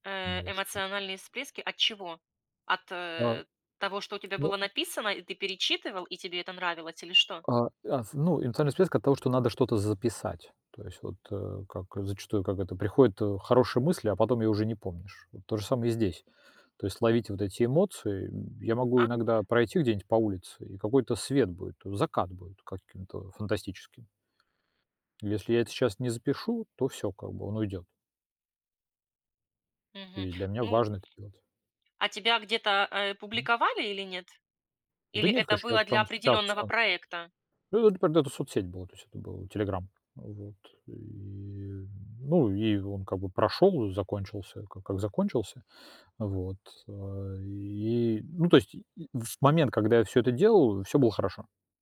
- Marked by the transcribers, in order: other background noise; tapping
- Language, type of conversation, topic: Russian, podcast, Как ты справляешься с прокрастинацией в творчестве?